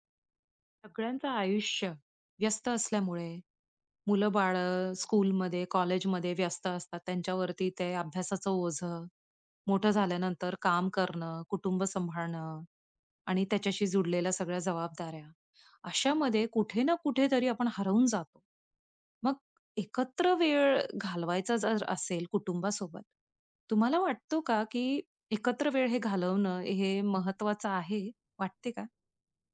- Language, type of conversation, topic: Marathi, podcast, कुटुंबासाठी एकत्र वेळ घालवणे किती महत्त्वाचे आहे?
- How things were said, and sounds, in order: other background noise; in English: "स्कूलमध्ये"; unintelligible speech; unintelligible speech